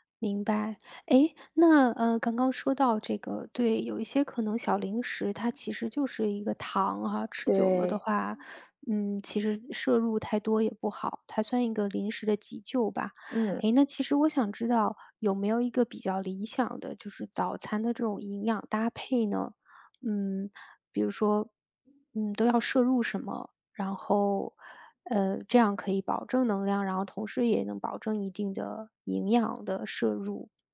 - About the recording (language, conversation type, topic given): Chinese, advice, 不吃早餐会让你上午容易饿、注意力不集中吗？
- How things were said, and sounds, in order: other background noise